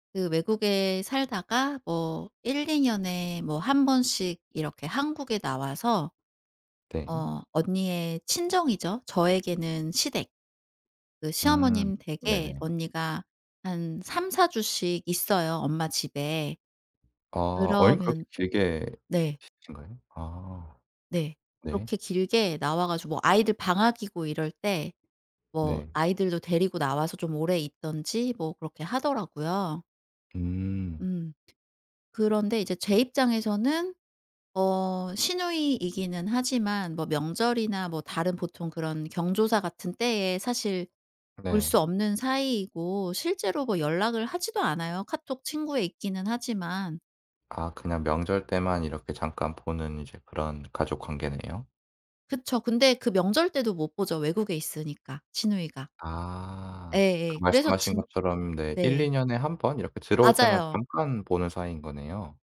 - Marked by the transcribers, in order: other background noise; tapping
- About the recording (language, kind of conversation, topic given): Korean, advice, 팀 내 갈등을 조율하면서 업무 관계를 해치지 않으려면 어떻게 해야 할까요?